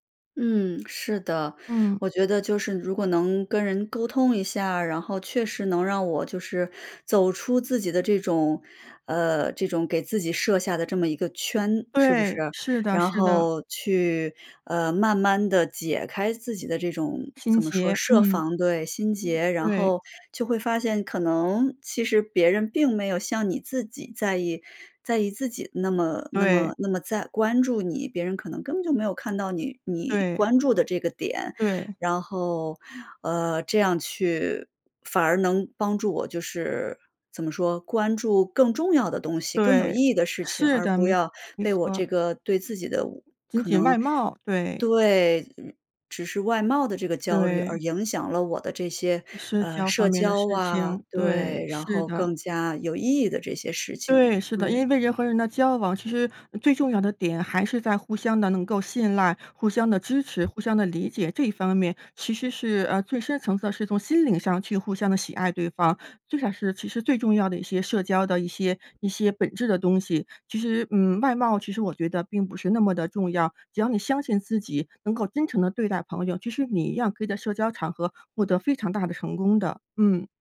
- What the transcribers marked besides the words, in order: unintelligible speech; other background noise
- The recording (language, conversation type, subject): Chinese, advice, 你是否因为对外貌缺乏自信而回避社交活动？